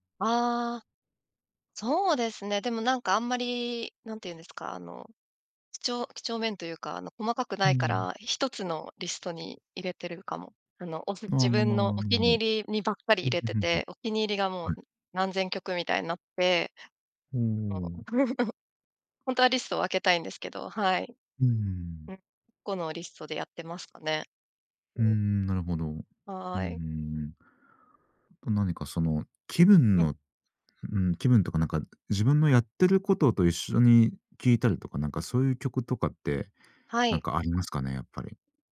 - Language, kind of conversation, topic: Japanese, podcast, 普段、新曲はどこで見つけますか？
- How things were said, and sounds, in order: other noise; chuckle